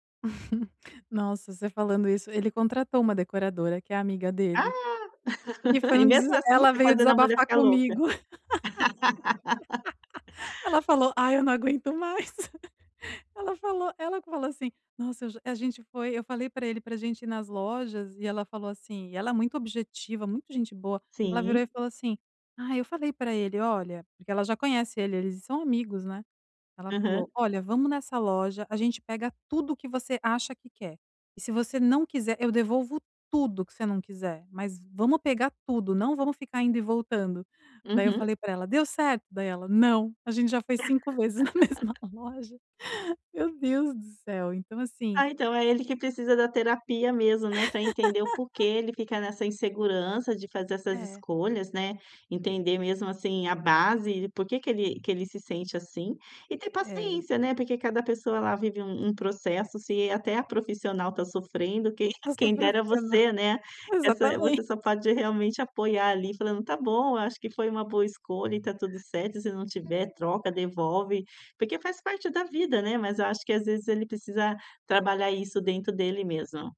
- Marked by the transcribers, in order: chuckle; laugh; laugh; chuckle; laugh; chuckle; laughing while speaking: "na mesma"; laugh
- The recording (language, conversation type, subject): Portuguese, advice, Como posso apoiar meu parceiro emocionalmente sem perder a minha independência?